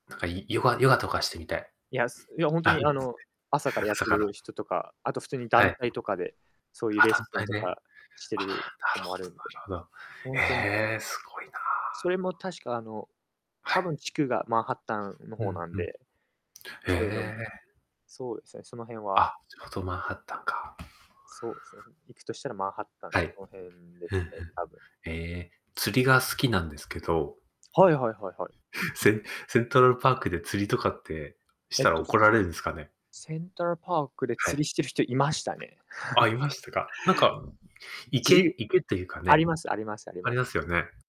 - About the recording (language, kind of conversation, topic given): Japanese, unstructured, 家族旅行でいちばん思い出に残っている場所はどこですか？
- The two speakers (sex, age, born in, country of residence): male, 20-24, United States, Japan; male, 35-39, Japan, Japan
- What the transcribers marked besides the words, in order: other background noise; laugh; chuckle